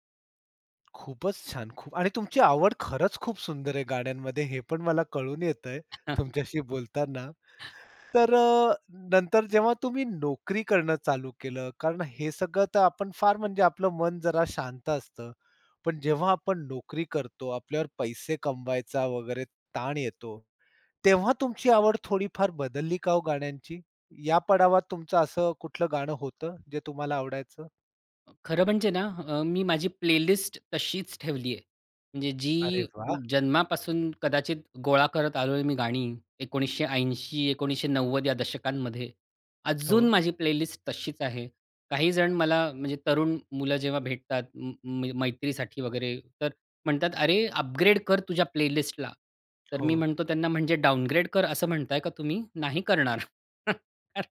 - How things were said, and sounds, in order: tapping; laugh; laughing while speaking: "तुमच्याशी बोलताना"; inhale; other background noise; in English: "प्लेलिस्ट"; joyful: "अरे वाह!"; in English: "प्लेलिस्ट"; in English: "प्लेलिस्टला"; in English: "डाउनग्रेड"; chuckle
- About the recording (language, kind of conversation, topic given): Marathi, podcast, तुझ्या आयुष्यातल्या प्रत्येक दशकाचं प्रतिनिधित्व करणारे एक-एक गाणं निवडायचं झालं, तर तू कोणती गाणी निवडशील?